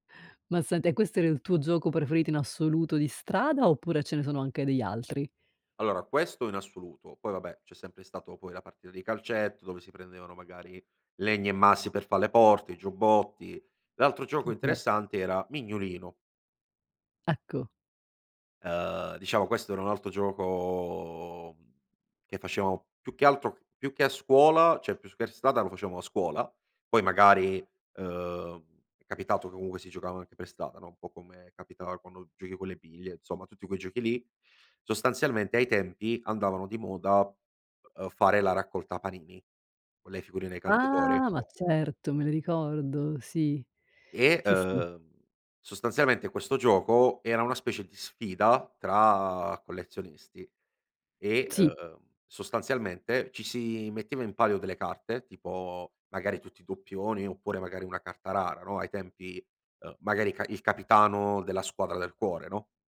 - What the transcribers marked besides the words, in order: other background noise; "cioè" said as "ceh"
- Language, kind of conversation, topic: Italian, podcast, Che giochi di strada facevi con i vicini da piccolo?